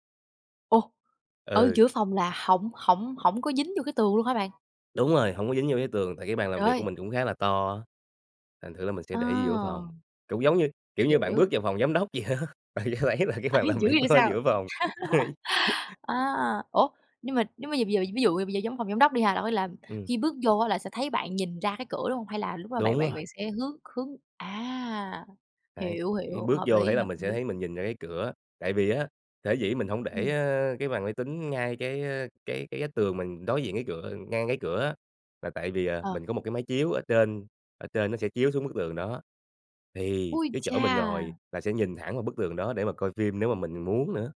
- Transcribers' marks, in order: tapping; laughing while speaking: "bạn sẽ thấy là cái … giữa phòng, đấy"; unintelligible speech; laugh; other noise; laugh; "hướng" said as "khướng"; other background noise
- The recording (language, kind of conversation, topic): Vietnamese, podcast, Bạn mô tả góc riêng yêu thích trong nhà mình như thế nào?